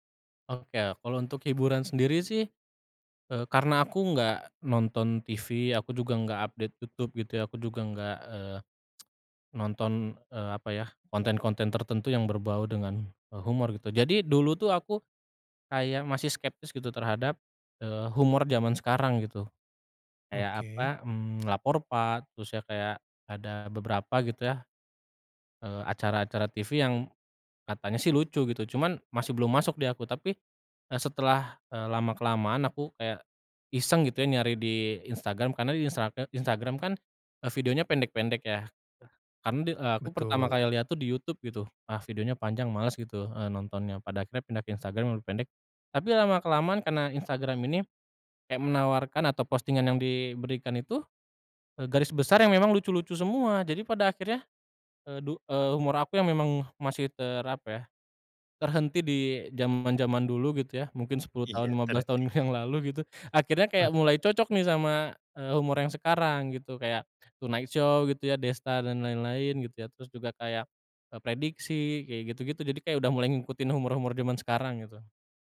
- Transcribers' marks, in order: in English: "update"; tsk; other background noise; laughing while speaking: "yang lalu gitu"; tapping
- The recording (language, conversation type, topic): Indonesian, podcast, Bagaimana pengaruh media sosial terhadap selera hiburan kita?